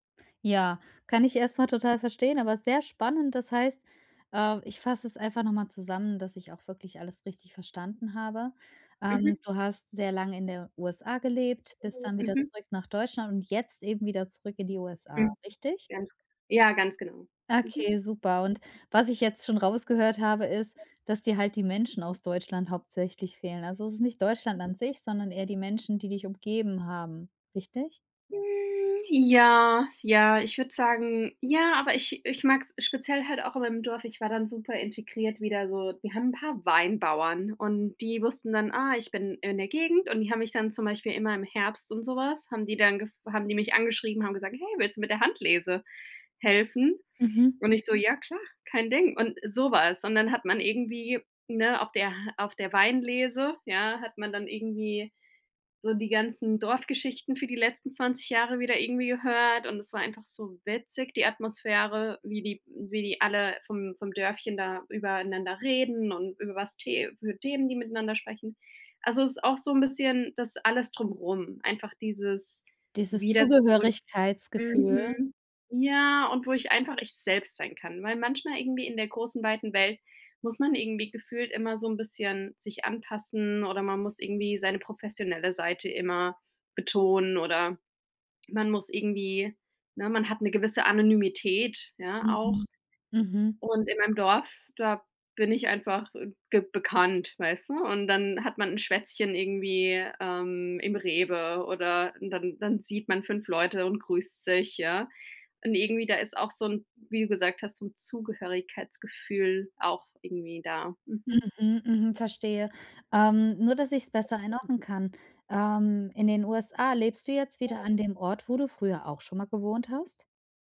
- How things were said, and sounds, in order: other background noise; unintelligible speech; unintelligible speech; drawn out: "Hm"; put-on voice: "Ja, klar, kein Ding"; unintelligible speech
- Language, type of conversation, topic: German, advice, Wie kann ich durch Routinen Heimweh bewältigen und mich am neuen Ort schnell heimisch fühlen?